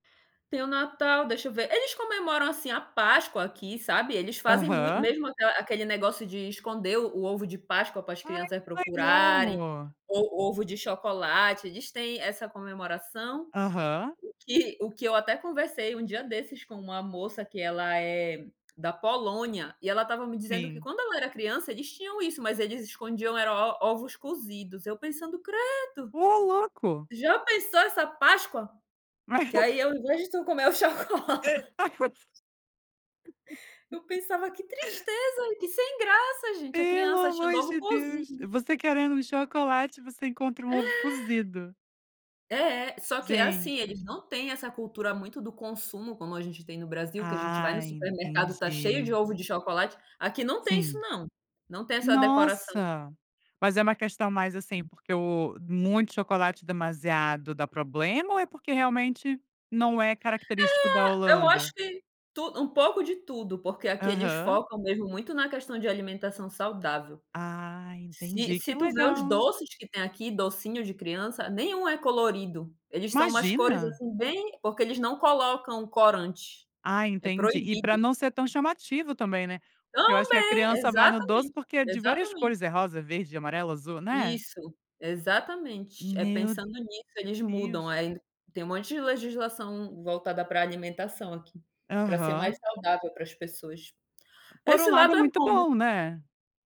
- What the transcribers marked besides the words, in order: laugh; laughing while speaking: "chocolate"; unintelligible speech
- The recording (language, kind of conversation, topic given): Portuguese, podcast, Como a migração ou o deslocamento afetou sua família?